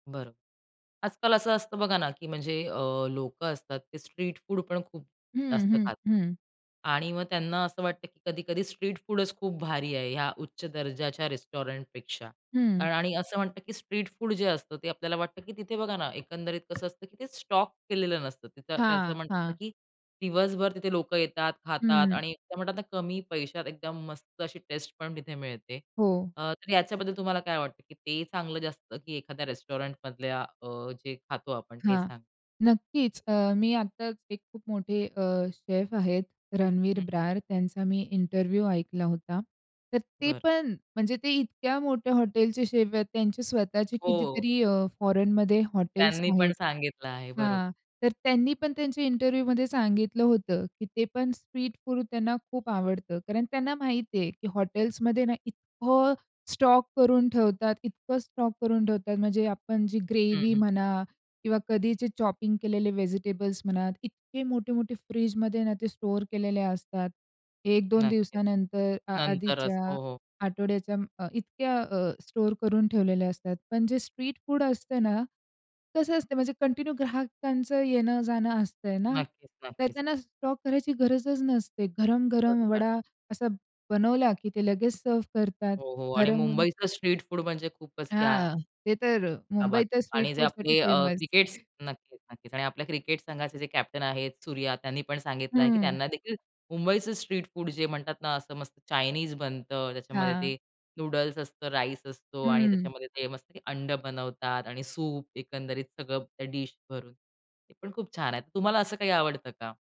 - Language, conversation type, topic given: Marathi, podcast, कुठल्या स्थानिक पदार्थांनी तुमचं मन जिंकलं?
- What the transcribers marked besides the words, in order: in English: "स्ट्रीट"; in English: "स्ट्रीट"; in English: "रेस्टॉरंटपेक्षा"; in English: "स्ट्रीट"; other background noise; tapping; in English: "शेफ"; in English: "इंटरव्ह्यू"; in English: "शेफ"; in English: "स्ट्रीट"; in English: "चॉपिंग"; in English: "व्हेजिटेबल्स"; in English: "कंटिन्यू"; in English: "स्ट्रीट"; in English: "स्ट्रीट"; in English: "फेमस"; in English: "स्ट्रीट"; in English: "चाइनीज"